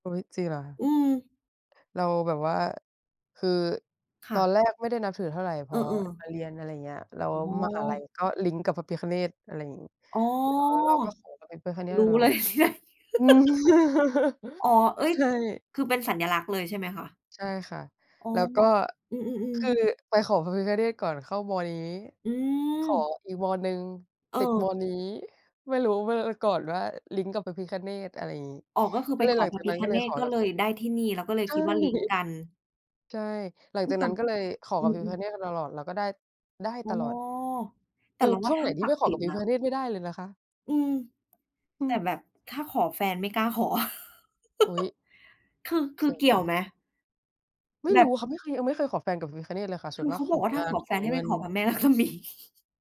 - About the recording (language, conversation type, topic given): Thai, unstructured, มีทักษะอะไรที่คุณอยากเรียนรู้เพิ่มเติมไหม?
- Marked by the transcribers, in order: laugh; chuckle; laugh; laughing while speaking: "ลักษมี"